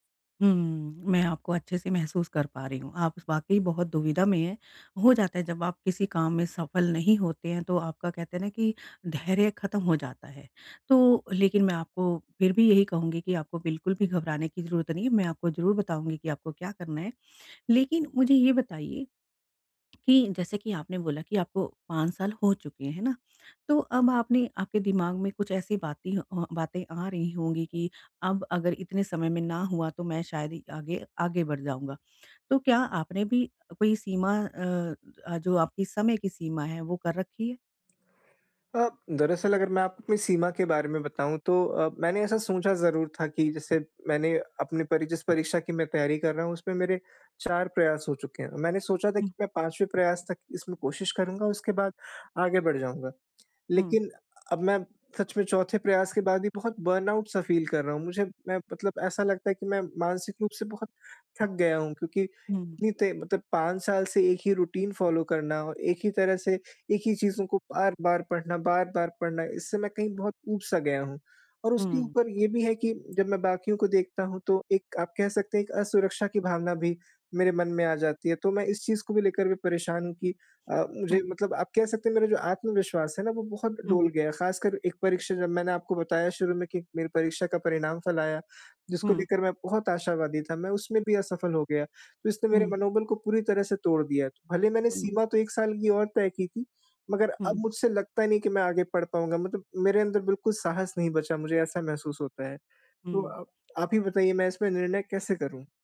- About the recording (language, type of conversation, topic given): Hindi, advice, अनिश्चितता में निर्णय लेने की रणनीति
- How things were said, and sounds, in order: in English: "बर्नआउट"; in English: "फ़ील"; in English: "रूटीन फ़ॉलो"